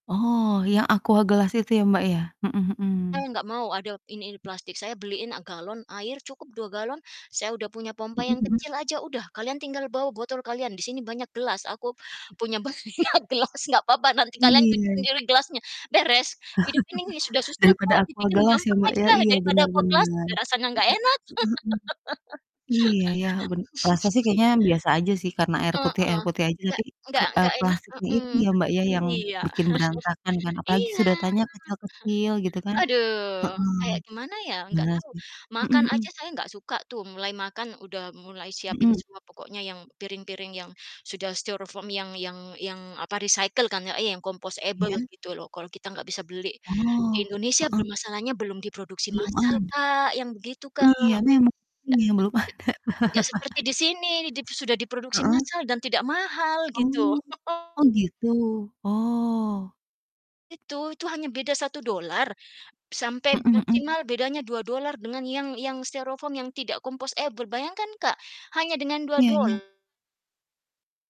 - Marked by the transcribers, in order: distorted speech; chuckle; other background noise; laughing while speaking: "banyak gelas"; laugh; laugh; chuckle; in English: "recycle"; in English: "compostable"; static; laughing while speaking: "ada"; laugh; chuckle; tapping; in English: "compostable"
- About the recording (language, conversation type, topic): Indonesian, unstructured, Apa yang bisa kita lakukan untuk mengurangi sampah plastik?